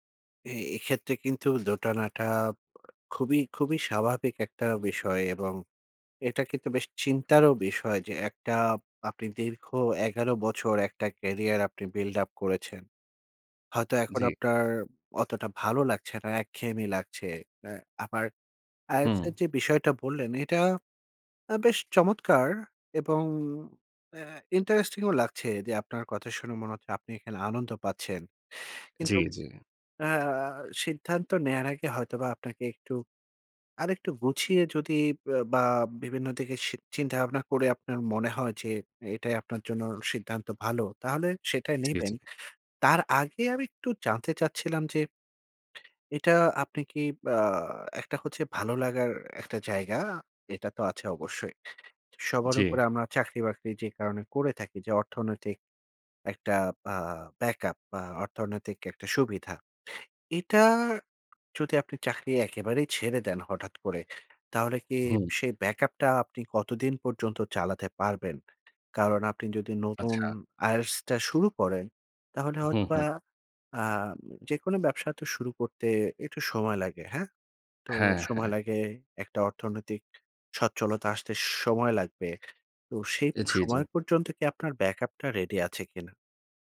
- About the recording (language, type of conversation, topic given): Bengali, advice, ক্যারিয়ার পরিবর্তন বা নতুন পথ শুরু করার সময় অনিশ্চয়তা সামলাব কীভাবে?
- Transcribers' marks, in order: sad: "এ এক্ষেত্রে কিন্তু দোটানাটা খুবই … না, একঘেয়েমি লাগছে"; in English: "career"; in English: "build-up"; in English: "backup"; in English: "backup"